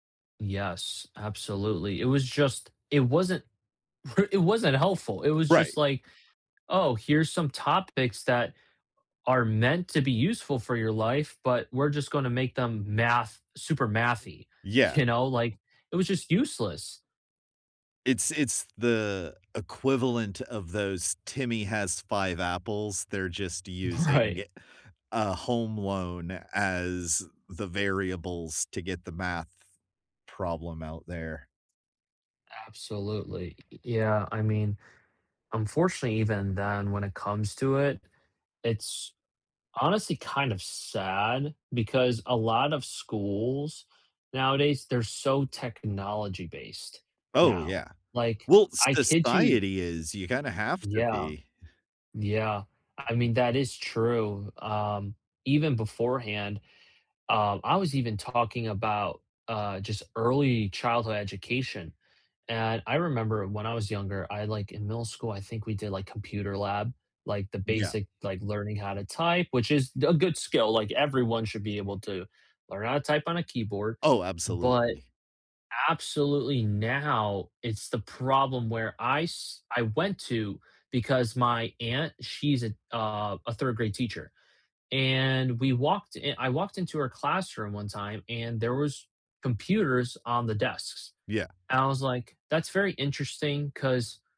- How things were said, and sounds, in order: chuckle; tapping; other background noise; laughing while speaking: "Right"
- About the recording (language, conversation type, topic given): English, unstructured, What skills do you think schools should focus more on?
- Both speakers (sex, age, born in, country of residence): male, 20-24, United States, United States; male, 40-44, United States, United States